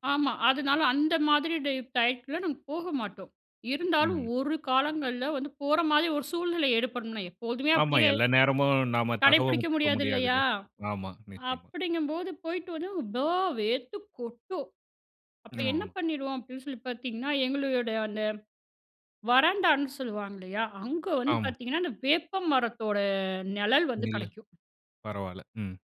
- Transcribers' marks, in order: "ஏற்படும்னு வைங்க" said as "ஏடுபடும்னை"
- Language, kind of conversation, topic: Tamil, podcast, வீட்டுக்கு முன் ஒரு மரம் நட்டால் என்ன நன்மைகள் கிடைக்கும்?